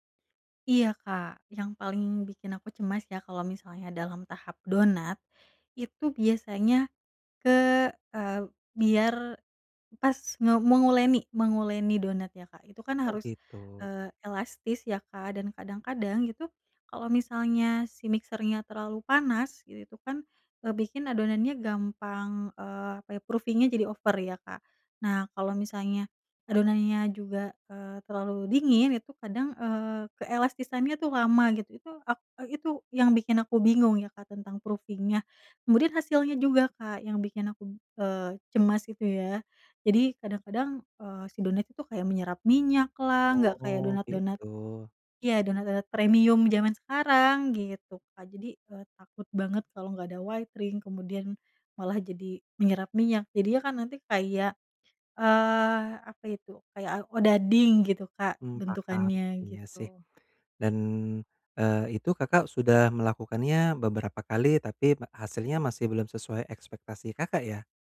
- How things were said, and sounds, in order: in English: "mixer-nya"; in English: "proofing-nya"; in English: "over"; in English: "proofing-nya"; in English: "white ring"
- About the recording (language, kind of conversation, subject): Indonesian, advice, Bagaimana cara mengurangi kecemasan saat mencoba resep baru agar lebih percaya diri?